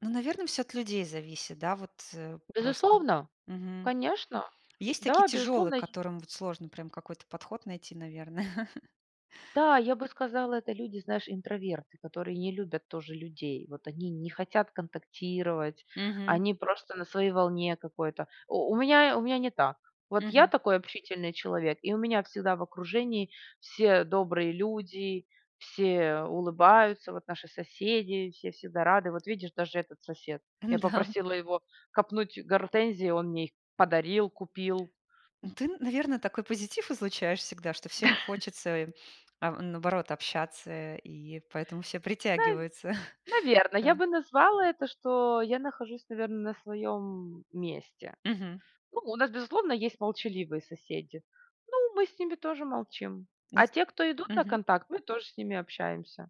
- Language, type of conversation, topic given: Russian, podcast, Что делает соседство по‑настоящему тёплым для людей?
- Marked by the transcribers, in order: tapping; chuckle; laughing while speaking: "Да"; other background noise; chuckle; chuckle